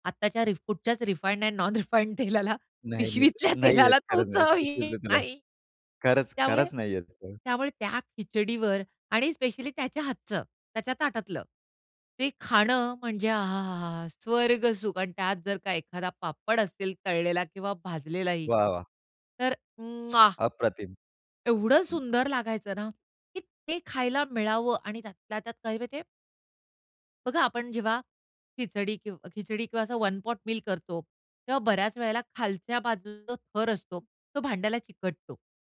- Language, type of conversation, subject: Marathi, podcast, चव आणि आठवणी यांचं नातं कसं समजावशील?
- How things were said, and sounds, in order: in English: "रिफूडच्याच रिफाइंड अँड नॉन रिफाइंड"; laughing while speaking: "रिफाइंड अँड नॉन रिफाइंड तेलाला, पिशवीतल्या तेलाला तो चव येत नाही"; joyful: "आ! हा! हा! हा! हा! स्वर्ग सुख"; other background noise; stressed: "उम्मअहा"; in English: "वन पॉट मील"